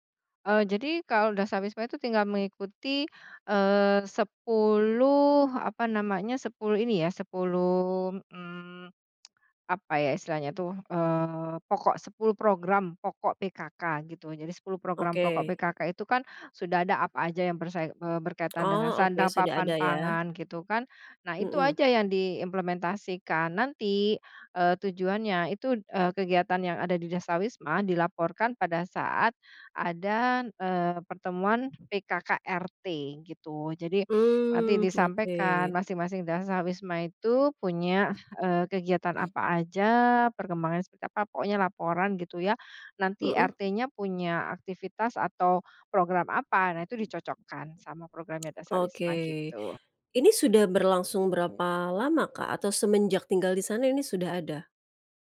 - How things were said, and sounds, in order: tsk; other background noise
- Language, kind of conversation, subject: Indonesian, podcast, Bagaimana cara memulai kelompok saling bantu di lingkungan RT/RW?